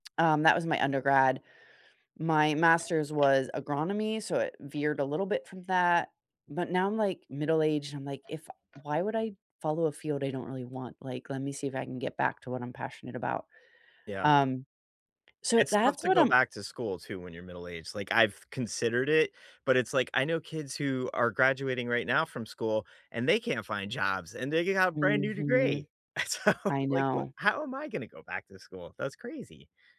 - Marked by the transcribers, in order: tsk; other background noise; laughing while speaking: "So"
- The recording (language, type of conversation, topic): English, unstructured, What are you actively working toward in your personal life right now, and what is guiding you?